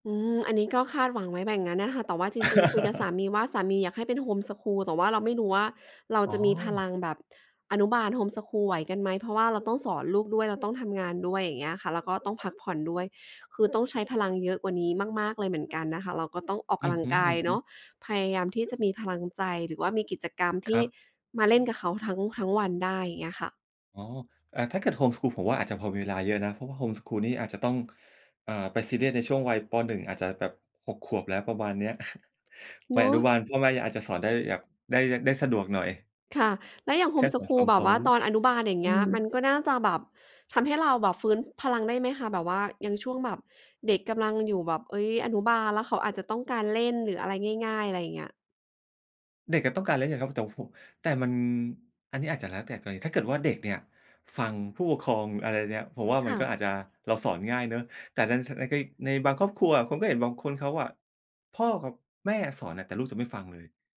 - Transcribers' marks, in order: chuckle; chuckle
- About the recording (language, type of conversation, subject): Thai, podcast, มีวิธีอะไรบ้างที่ช่วยฟื้นพลังและกลับมามีไฟอีกครั้งหลังจากหมดไฟ?